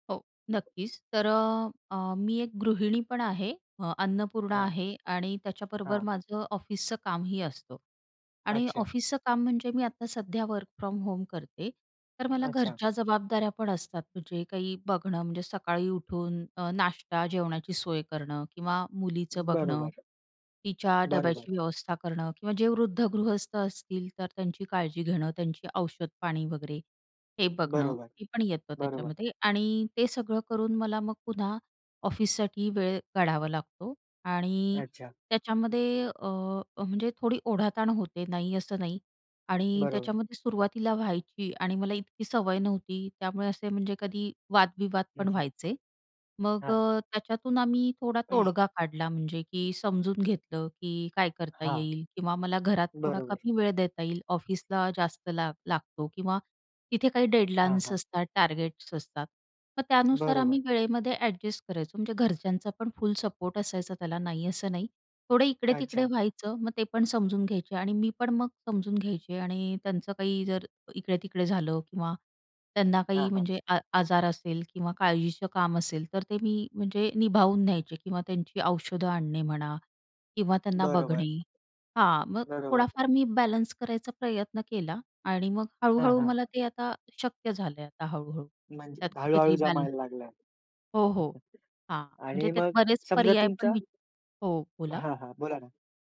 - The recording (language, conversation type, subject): Marathi, podcast, तुम्ही काम आणि घर यांच्यातील संतुलन कसे जपता?
- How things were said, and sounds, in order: tapping; in English: "वर्क फ्रॉम होम"; other background noise; other noise; in English: "डेडलाईन्स"; chuckle